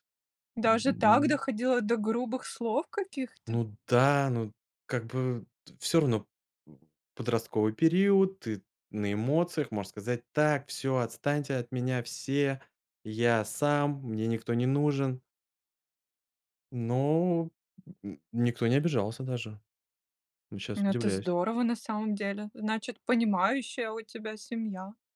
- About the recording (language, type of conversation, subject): Russian, podcast, Как на практике устанавливать границы с назойливыми родственниками?
- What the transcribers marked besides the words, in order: tapping; other background noise